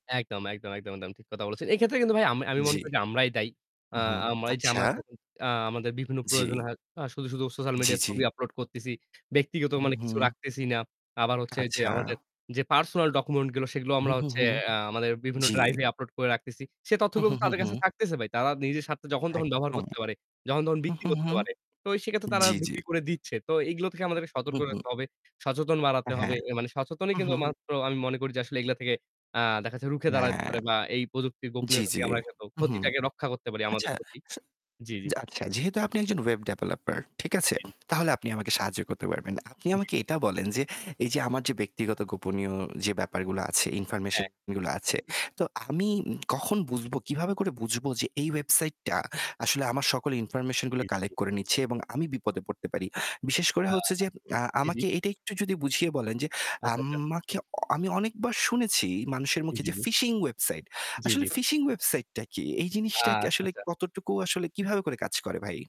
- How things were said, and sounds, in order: distorted speech; other background noise; static; "আমাকে" said as "আমমাকে"
- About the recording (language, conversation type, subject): Bengali, unstructured, আপনার মতে প্রযুক্তি আমাদের ব্যক্তিগত গোপনীয়তাকে কতটা ক্ষতি করেছে?